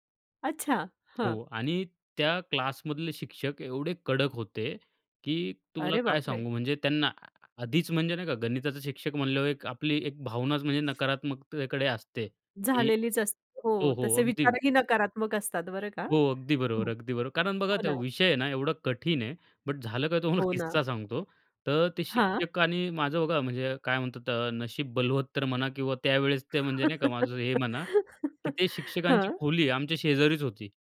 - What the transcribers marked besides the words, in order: in English: "बट"; laughing while speaking: "तुम्हाला किस्सा सांगतो"; chuckle
- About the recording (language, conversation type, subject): Marathi, podcast, तुमच्या शिक्षणप्रवासात तुम्हाला सर्वाधिक घडवण्यात सर्वात मोठा वाटा कोणत्या मार्गदर्शकांचा होता?
- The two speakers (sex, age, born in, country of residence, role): female, 45-49, India, India, host; male, 25-29, India, India, guest